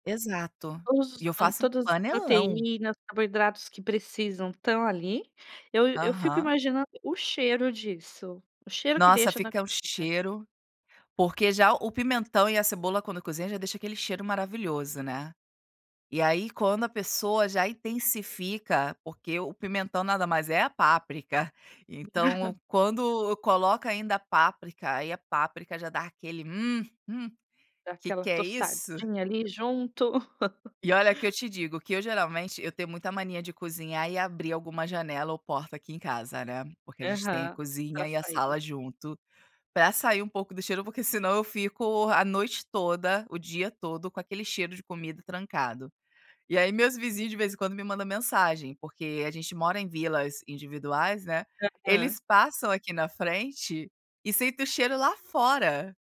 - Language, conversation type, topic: Portuguese, podcast, Qual é o seu segredo para fazer arroz soltinho e gostoso?
- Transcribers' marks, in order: chuckle; laugh; tapping